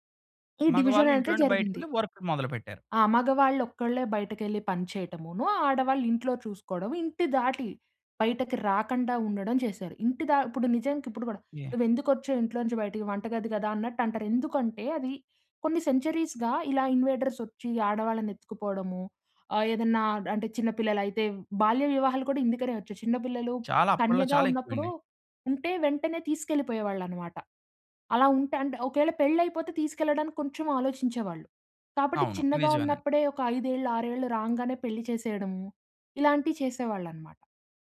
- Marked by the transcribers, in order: in English: "సెంచరీస్‌గా"
- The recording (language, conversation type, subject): Telugu, podcast, మీ ఇంట్లో ఇంటిపనులు ఎలా పంచుకుంటారు?